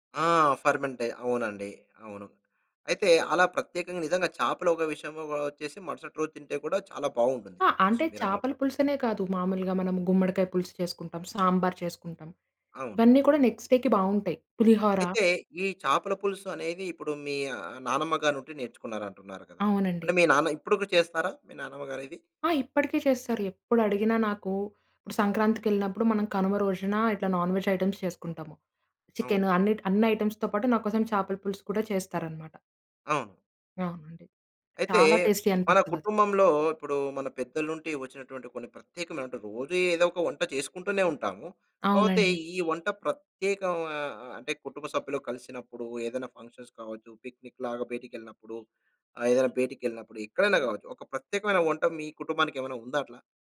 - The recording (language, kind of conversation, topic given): Telugu, podcast, మీ కుటుంబంలో తరతరాలుగా కొనసాగుతున్న ఒక సంప్రదాయ వంటకం గురించి చెప్పగలరా?
- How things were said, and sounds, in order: in English: "ఫర్మెంటయి"; in English: "టేస్ట్"; in English: "నెక్స్ట్ డేకి"; in English: "నాన్ వెజ్ ఐటెమ్స్"; in English: "ఐటెమ్స్‌తో"; in English: "టేస్టీ"; horn; in English: "ఫంక్షన్స్"; in English: "పిక్నిక్"